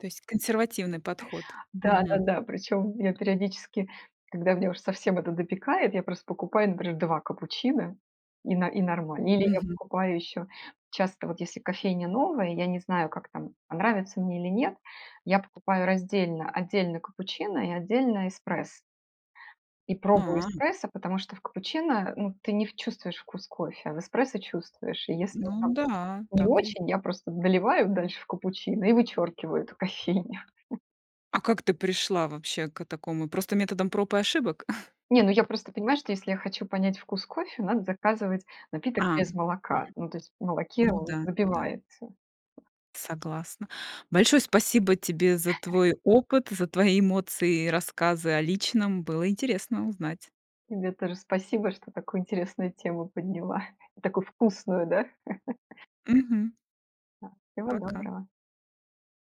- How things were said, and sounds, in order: tapping; laughing while speaking: "эту кофейню"; chuckle; chuckle; chuckle; laugh
- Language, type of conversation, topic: Russian, podcast, Как выглядит твой утренний ритуал с кофе или чаем?